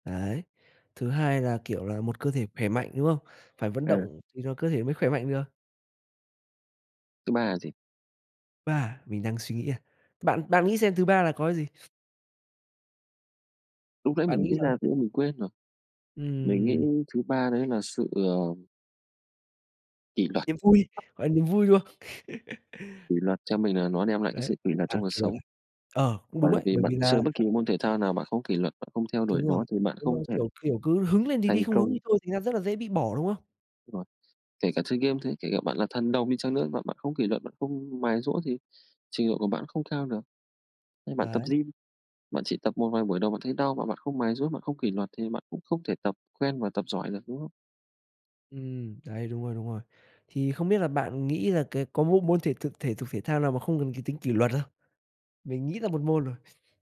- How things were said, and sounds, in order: tapping; unintelligible speech; chuckle; other background noise
- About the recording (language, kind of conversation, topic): Vietnamese, unstructured, Bạn đã từng có trải nghiệm đáng nhớ nào khi chơi thể thao không?